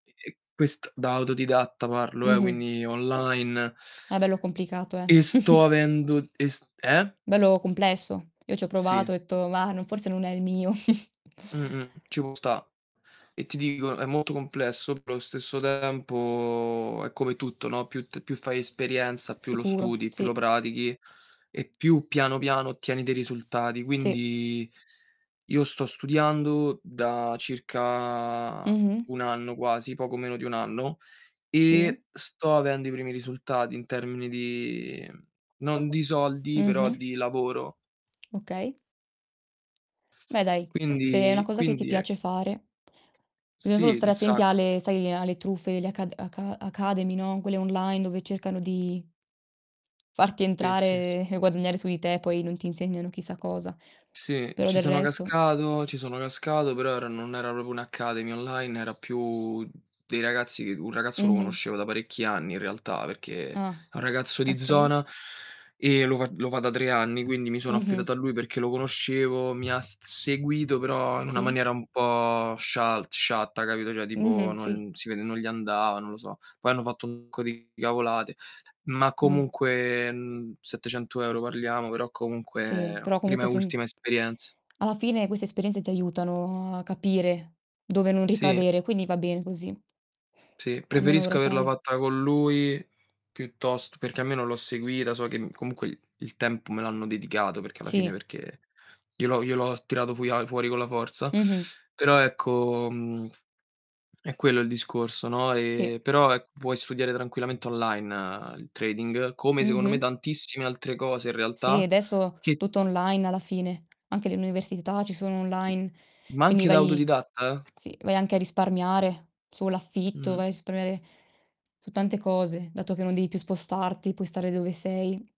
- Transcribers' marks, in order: tapping; distorted speech; chuckle; other background noise; chuckle; bird; static; "proprio" said as "propro"; "cioè" said as "ceh"; in English: "trading"
- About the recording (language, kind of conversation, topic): Italian, unstructured, In che modo la tua famiglia influenza le tue scelte?